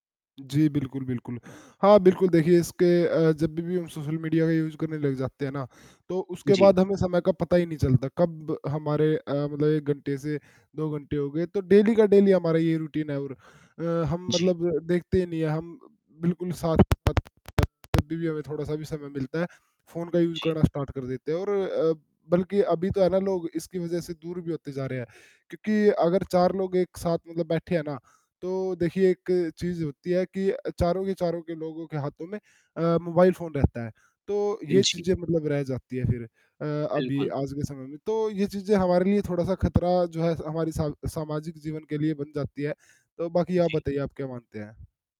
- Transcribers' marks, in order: static; in English: "यूज़"; in English: "डेली"; in English: "डेली"; in English: "रूटीन"; distorted speech; in English: "यूज़"; in English: "स्टार्ट"; other background noise
- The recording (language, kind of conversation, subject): Hindi, unstructured, क्या सोशल मीडिया ने मनोरंजन के तरीकों को बदल दिया है?